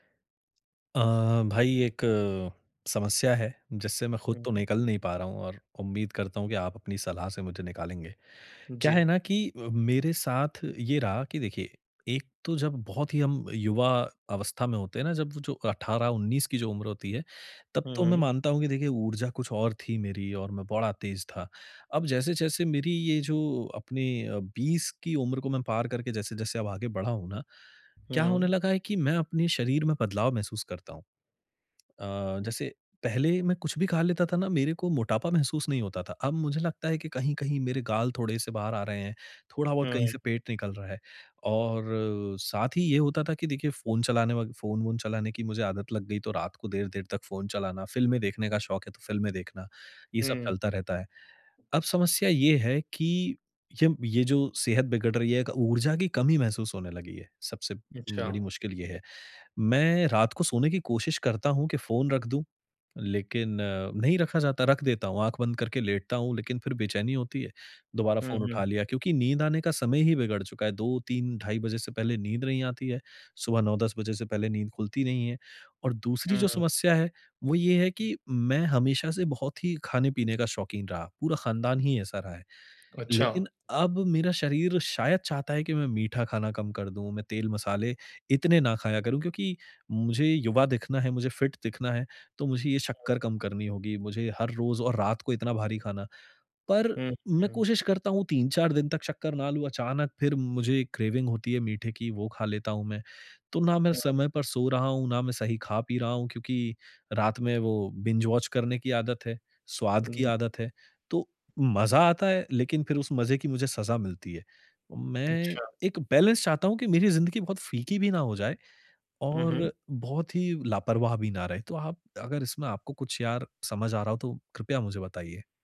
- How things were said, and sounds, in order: in English: "फिट"; unintelligible speech; in English: "क्रेविंग"; in English: "बिंज-वॉच"; in English: "बैलेंस"
- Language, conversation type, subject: Hindi, advice, स्वास्थ्य और आनंद के बीच संतुलन कैसे बनाया जाए?